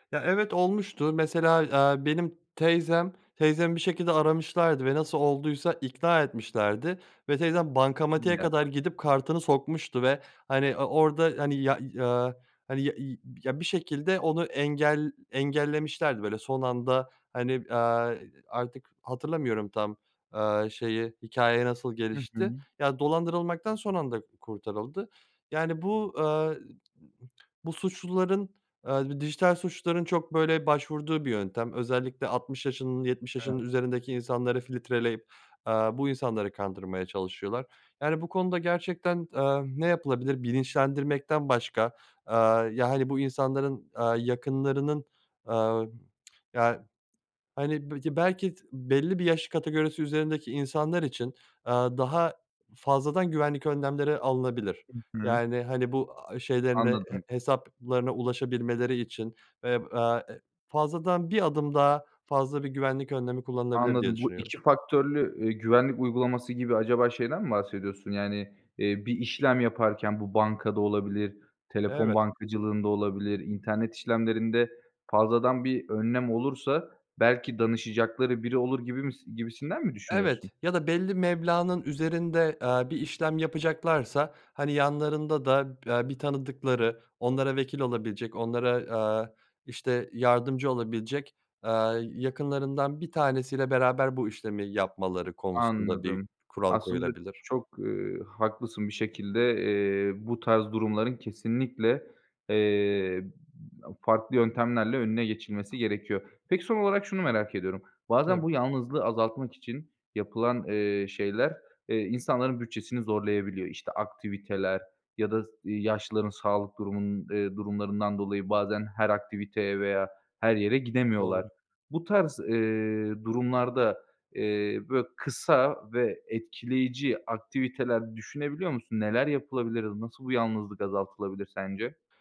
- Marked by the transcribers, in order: tapping; "filtreleyip" said as "filitreleyip"; tsk; unintelligible speech; other background noise
- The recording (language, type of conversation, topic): Turkish, podcast, Yaşlıların yalnızlığını azaltmak için neler yapılabilir?